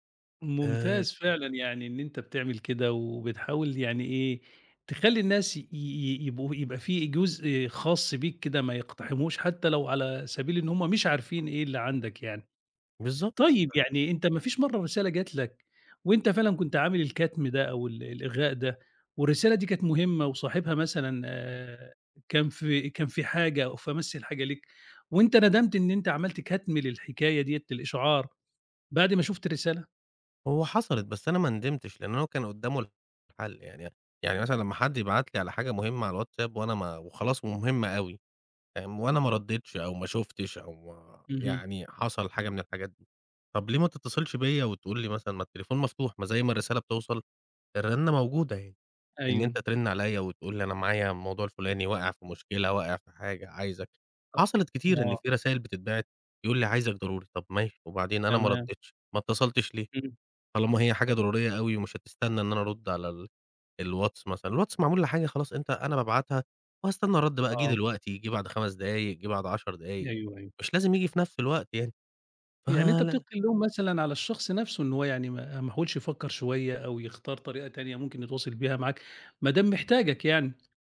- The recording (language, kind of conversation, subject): Arabic, podcast, إزاي بتتعامل مع إشعارات التطبيقات اللي بتضايقك؟
- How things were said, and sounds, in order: tapping; other noise; other background noise